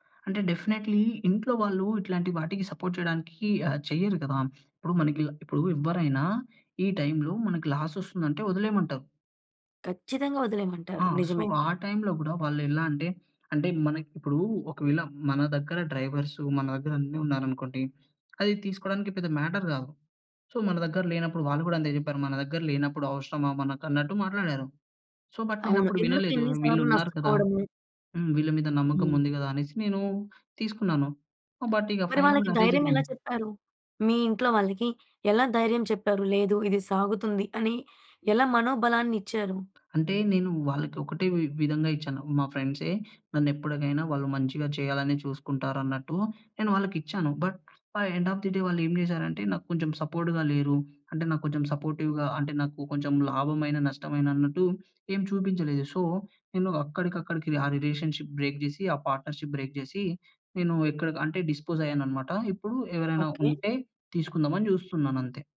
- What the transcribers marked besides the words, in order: in English: "డెఫినెట్‌లీ"; in English: "సపోర్ట్"; in English: "సో"; in English: "మ్యాటర్"; in English: "సో"; in English: "సో బట్"; tapping; in English: "బట్"; in English: "ఫైనల్‌గా"; in English: "బట్ ఎండ్ అఫ్ ద డే"; in English: "సపోర్ట్‌గా"; in English: "సపోర్టివ్‌గా"; in English: "సో"; in English: "రిలేషన్‌షిప్ బ్రేక్"; in English: "పార్ట్నర్‌షిప్ బ్రేక్"; in English: "డిస్పోజ్"
- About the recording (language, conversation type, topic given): Telugu, podcast, పడి పోయిన తర్వాత మళ్లీ లేచి నిలబడేందుకు మీ రహసం ఏమిటి?